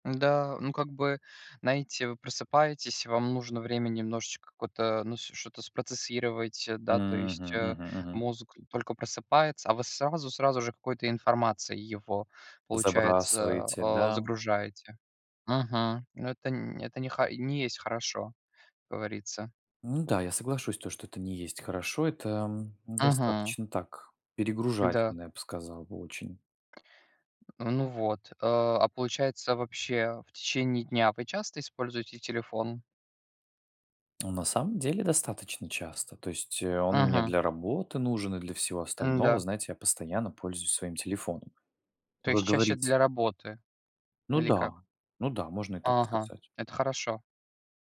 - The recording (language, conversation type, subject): Russian, unstructured, Как смартфоны изменили ваш повседневный распорядок?
- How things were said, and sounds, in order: tapping